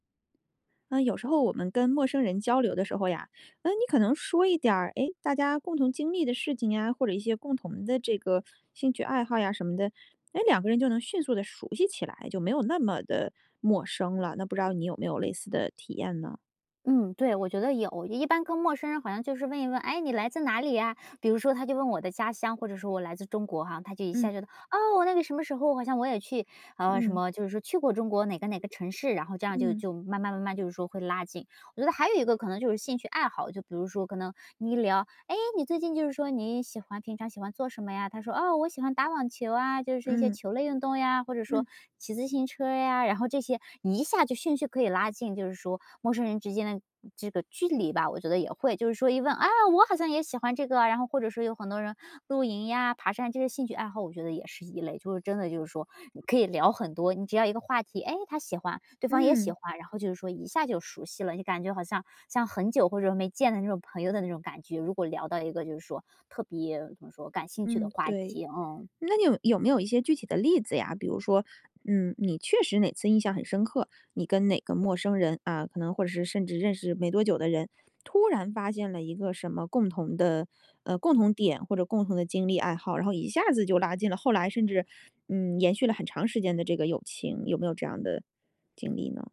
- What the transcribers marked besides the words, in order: none
- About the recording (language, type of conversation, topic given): Chinese, podcast, 你觉得哪些共享经历能快速拉近陌生人距离？